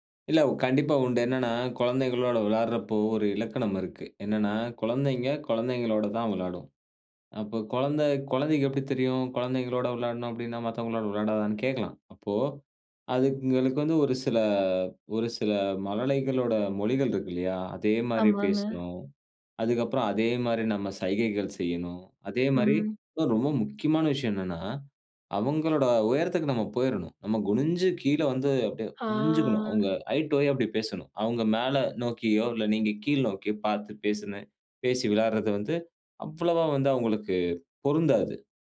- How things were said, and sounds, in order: other noise; drawn out: "ஆ"; in English: "ஐ டூ ஐ"
- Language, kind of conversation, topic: Tamil, podcast, மனஅழுத்தத்தை குறைக்க வீட்டிலேயே செய்யக்கூடிய எளிய பழக்கங்கள் என்ன?